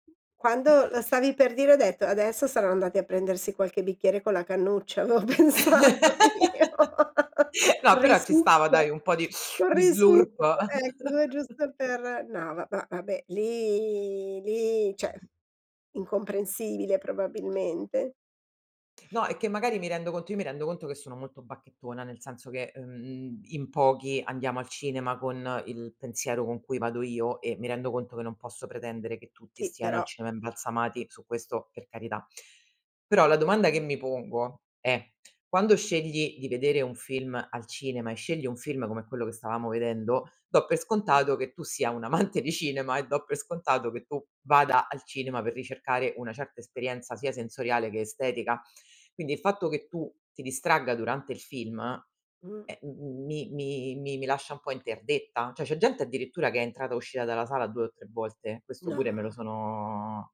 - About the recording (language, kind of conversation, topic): Italian, podcast, Che cosa cambia nell’esperienza di visione quando guardi un film al cinema?
- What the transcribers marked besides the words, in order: other background noise; laugh; laughing while speaking: "No"; laughing while speaking: "l'ho pensato io"; other noise; chuckle; in English: "slurp"; chuckle; "cioè" said as "ceh"; tapping; laughing while speaking: "amante"; "Cioè" said as "ceh"; drawn out: "sono"